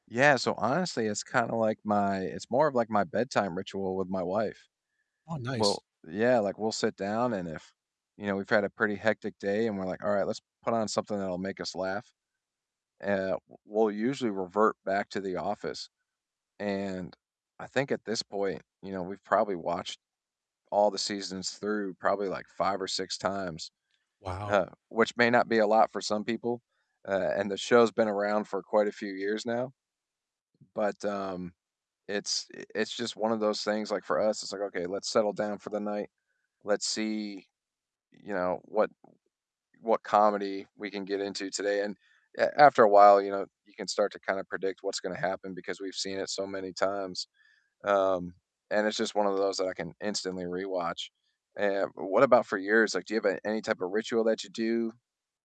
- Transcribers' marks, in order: none
- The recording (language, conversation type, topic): English, unstructured, Which comfort show do you rewatch to instantly put a smile on your face, and why does it feel like home?